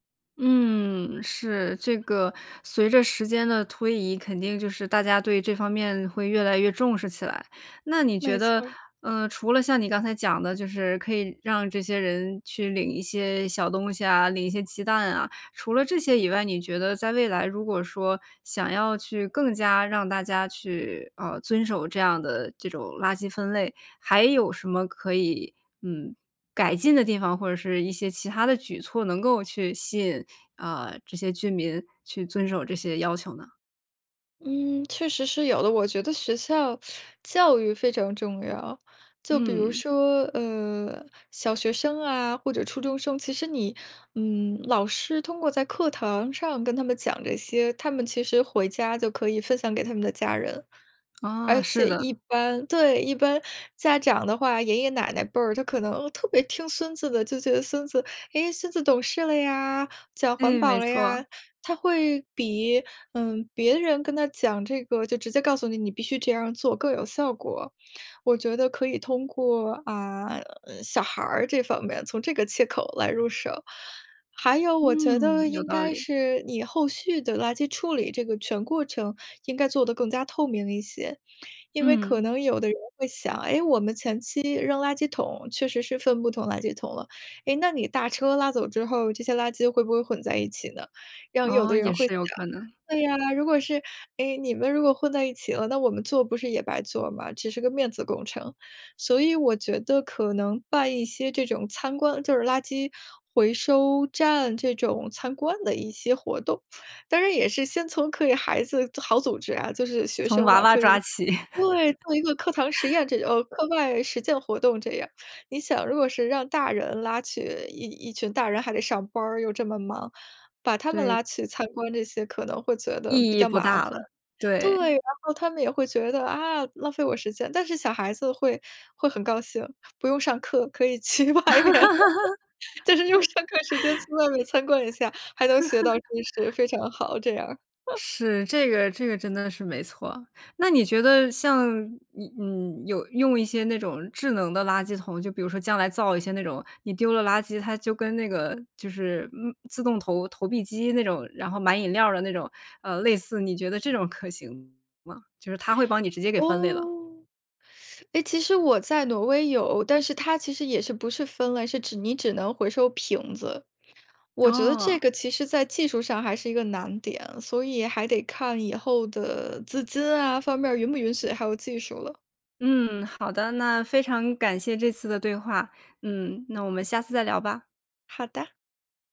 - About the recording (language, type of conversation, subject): Chinese, podcast, 垃圾分类给你的日常生活带来了哪些变化？
- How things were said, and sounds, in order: tapping; teeth sucking; other background noise; laughing while speaking: "起"; laugh; joyful: "对"; laughing while speaking: "去外面， 就是用上课时间 … 非常好，这样儿"; giggle; laugh; laugh; teeth sucking; other noise